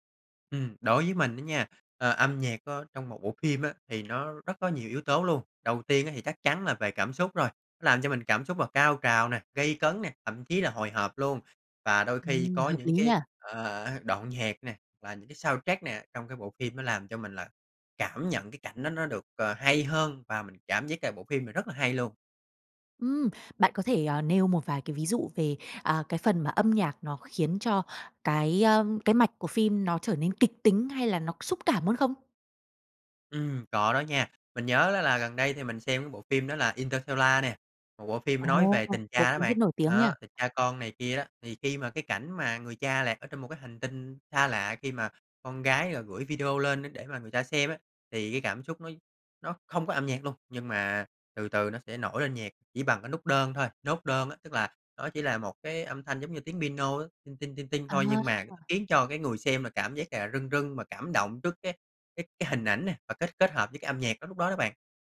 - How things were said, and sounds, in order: tapping; in English: "soundtrack"; "Interstellar" said as "in tơ theo la"
- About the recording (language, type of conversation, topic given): Vietnamese, podcast, Âm nhạc thay đổi cảm xúc của một bộ phim như thế nào, theo bạn?